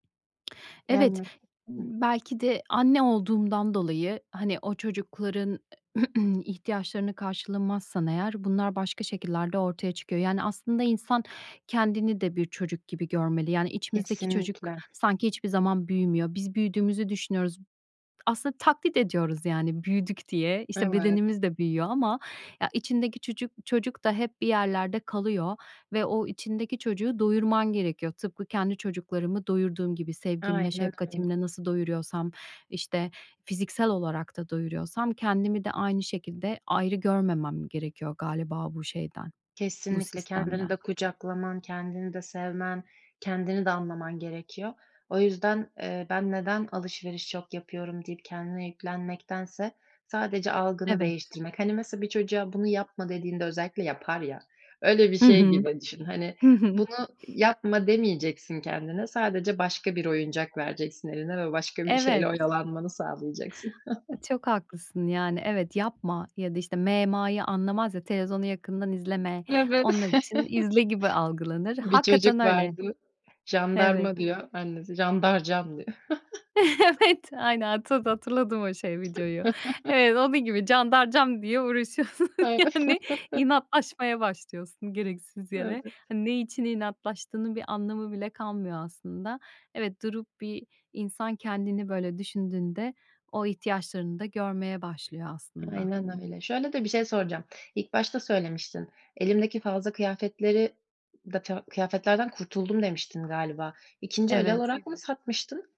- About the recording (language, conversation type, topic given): Turkish, advice, Minimalist alışveriş yaparak günlük hayatımda gereksiz eşyalardan nasıl kaçınırım?
- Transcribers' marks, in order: tongue click; throat clearing; other background noise; laughing while speaking: "öyle bir şey gibi düşün"; other noise; chuckle; laugh; laugh; laughing while speaking: "Evet! Aynen. Tabii, hatırladım o … başlıyorsun gereksiz yere"; chuckle; laugh